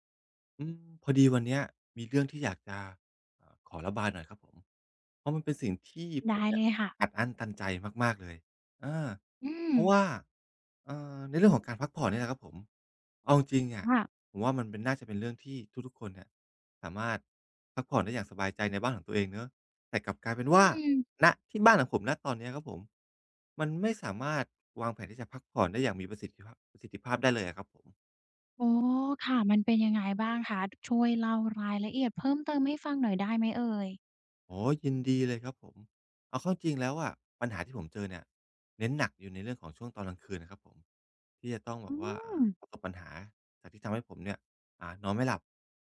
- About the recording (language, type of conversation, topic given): Thai, advice, พักผ่อนอยู่บ้านแต่ยังรู้สึกเครียด ควรทำอย่างไรให้ผ่อนคลายได้บ้าง?
- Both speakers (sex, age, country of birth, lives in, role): female, 20-24, Thailand, Thailand, advisor; male, 45-49, Thailand, Thailand, user
- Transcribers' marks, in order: other background noise